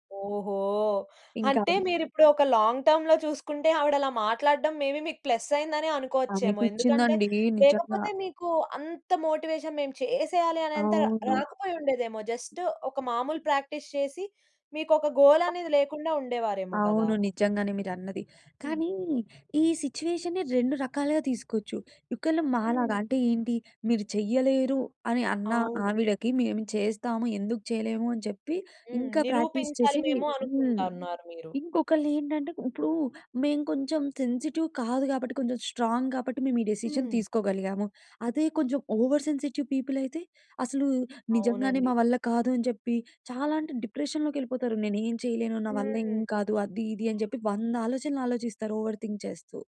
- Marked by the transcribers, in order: in English: "లాంగ్ టర్మ్‌లో"; in English: "మేబీ"; in English: "ప్లస్"; in English: "మోటివేషన్"; in English: "జస్ట్"; in English: "ప్రాక్టీస్"; in English: "గోల్"; other background noise; in English: "ప్రాక్టీస్"; in English: "సెన్సిటివ్"; in English: "స్ట్రాంగ్"; in English: "డిసిషన్"; in English: "ఓవర్ సెన్సిటివ్ పీపుల్"; in English: "డిప్రెషన్‌లోకి"; in English: "ఓవర్ థింక్"
- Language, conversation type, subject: Telugu, podcast, ప్రాక్టీస్‌లో మీరు ఎదుర్కొన్న అతిపెద్ద ఆటంకం ఏమిటి, దాన్ని మీరు ఎలా దాటేశారు?